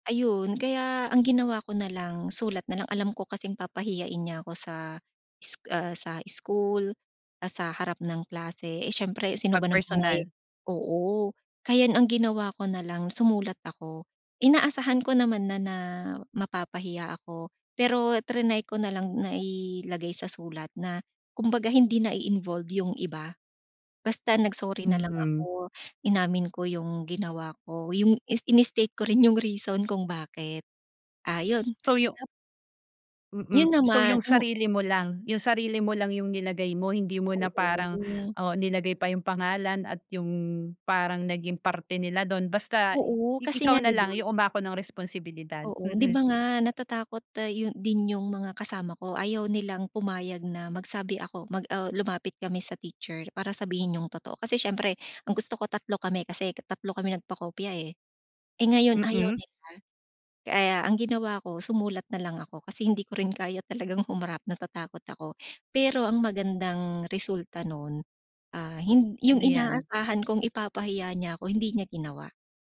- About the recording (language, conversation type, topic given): Filipino, podcast, Ano ang ginagawa mo kapag natatakot kang magsabi ng totoo?
- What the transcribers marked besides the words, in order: other background noise